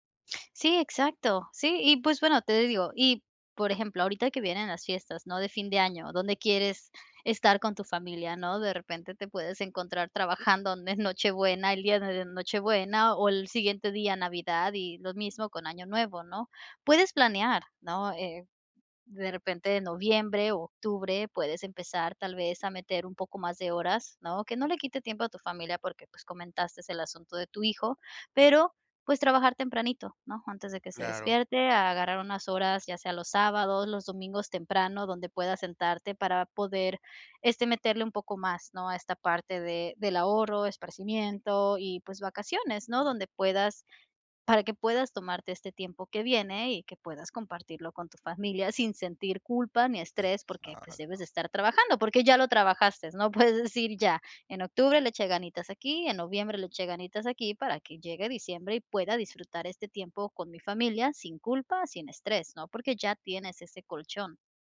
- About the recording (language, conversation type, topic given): Spanish, advice, ¿Cómo puedo manejar el estrés durante celebraciones y vacaciones?
- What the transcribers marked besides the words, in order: unintelligible speech